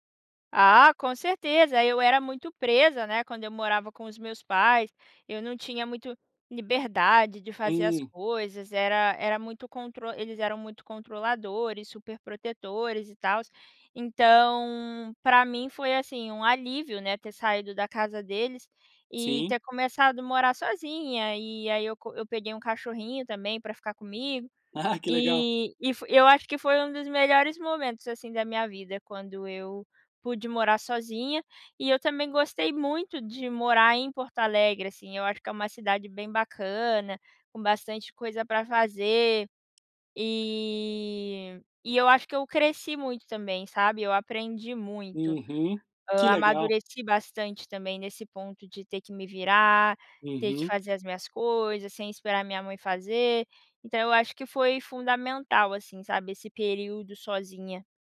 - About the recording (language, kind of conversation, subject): Portuguese, podcast, Qual foi um momento que realmente mudou a sua vida?
- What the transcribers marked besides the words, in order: laugh